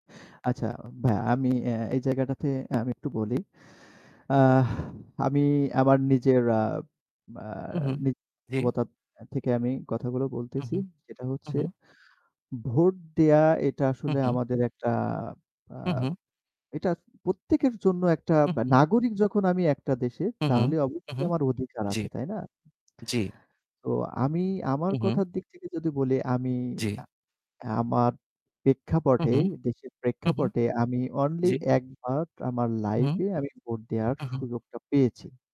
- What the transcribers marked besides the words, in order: static; sigh; unintelligible speech
- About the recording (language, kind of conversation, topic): Bengali, unstructured, আপনার মতে জনগণের ভোট দেওয়ার গুরুত্ব কী?